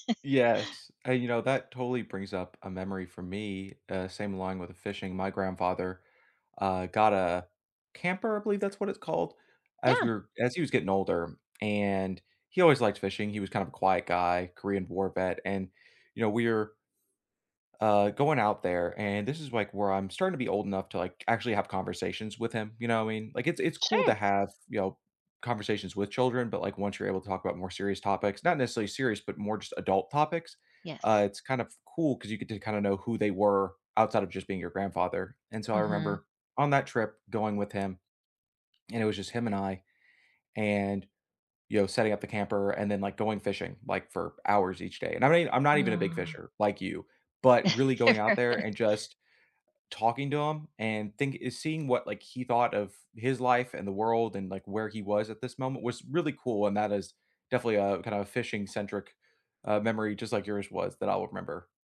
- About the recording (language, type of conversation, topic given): English, unstructured, What is a memory that always makes you think of someone you’ve lost?
- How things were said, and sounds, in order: other background noise; laugh; tapping